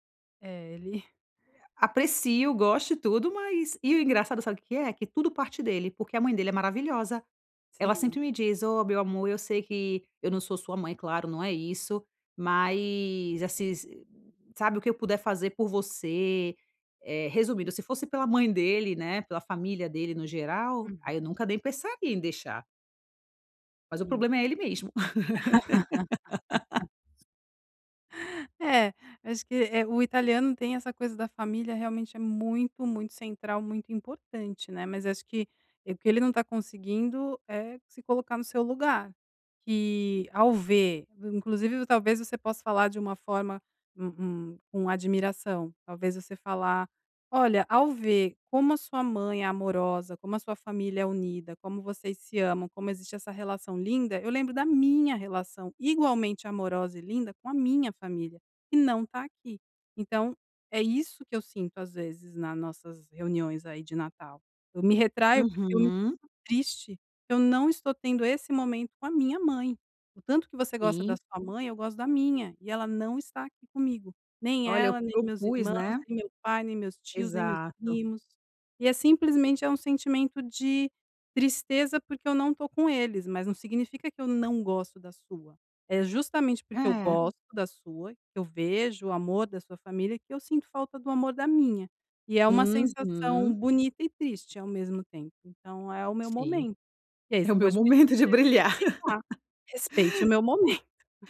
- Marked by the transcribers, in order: chuckle; "assim" said as "assis"; laugh; stressed: "minha"; laughing while speaking: "É o meu momento de brilhar"; laugh; laughing while speaking: "momento"
- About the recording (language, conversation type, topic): Portuguese, advice, Por que me sinto deslocado em festas, reuniões sociais e comemorações?